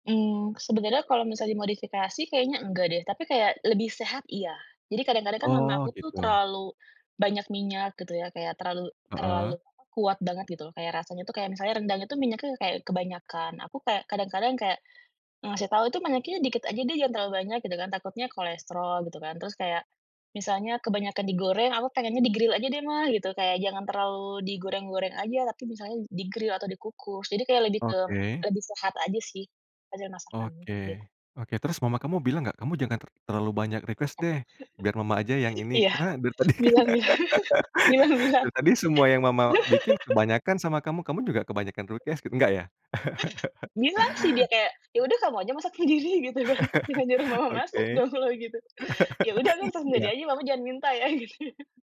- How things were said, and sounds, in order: other background noise; in English: "di-gril"; in English: "di-grill"; chuckle; in English: "request"; laughing while speaking: "Bilang bilang. Bilang bilang"; laughing while speaking: "tadi kan"; laugh; "protes" said as "rutias"; laugh; laughing while speaking: "sendiri gitu kan. Jangan nyuruh mama masak dong kalo gitu"; laugh
- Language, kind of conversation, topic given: Indonesian, podcast, Makanan warisan keluarga apa yang selalu kamu rindukan?